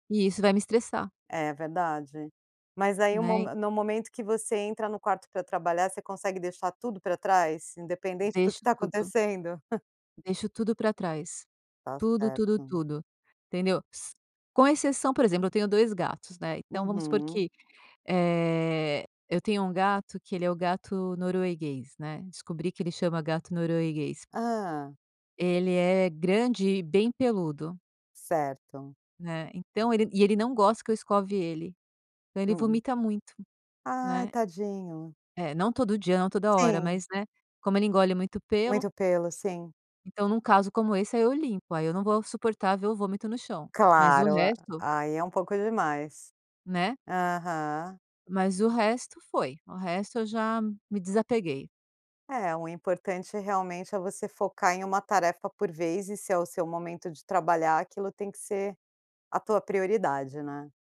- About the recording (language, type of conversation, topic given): Portuguese, podcast, Como você evita distrações domésticas quando precisa se concentrar em casa?
- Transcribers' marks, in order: chuckle